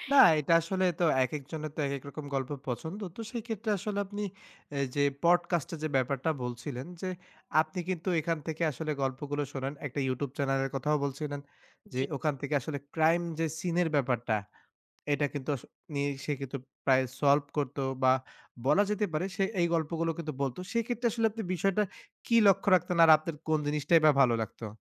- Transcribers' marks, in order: none
- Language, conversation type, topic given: Bengali, podcast, তোমার পছন্দের গল্প বলার মাধ্যমটা কী, আর কেন?